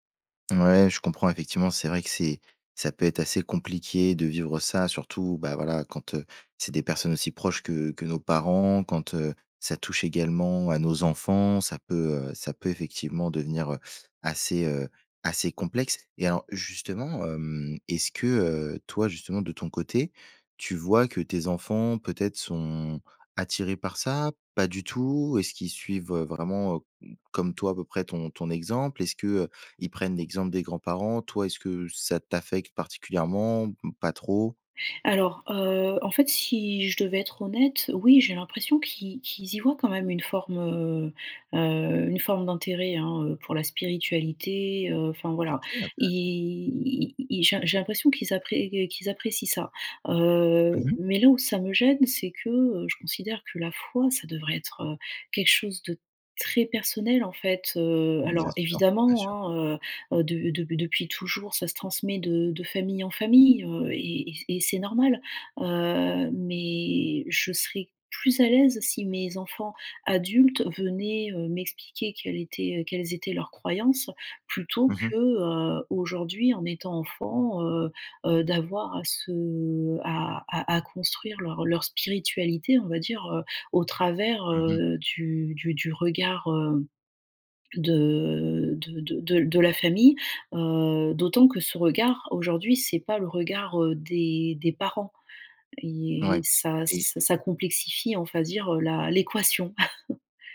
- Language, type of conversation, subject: French, advice, Comment faire face à une période de remise en question de mes croyances spirituelles ou religieuses ?
- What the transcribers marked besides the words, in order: drawn out: "Ils"; drawn out: "Heu"; stressed: "très"; drawn out: "Heu, mais"; stressed: "plus"; drawn out: "se"; drawn out: "de"; chuckle